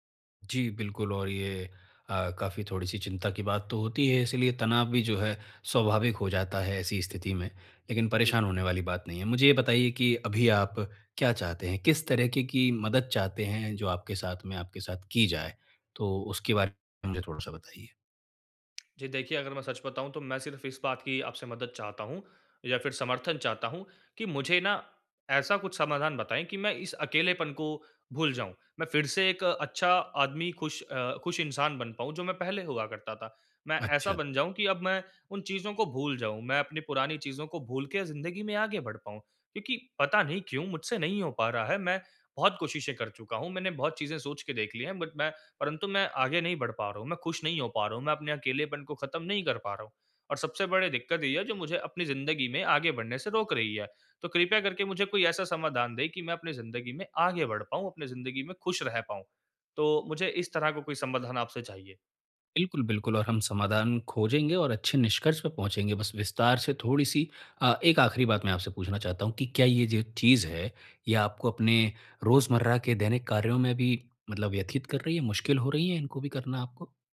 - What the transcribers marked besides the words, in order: in English: "बट"
- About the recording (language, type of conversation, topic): Hindi, advice, मैं समर्थन कैसे खोजूँ और अकेलेपन को कैसे कम करूँ?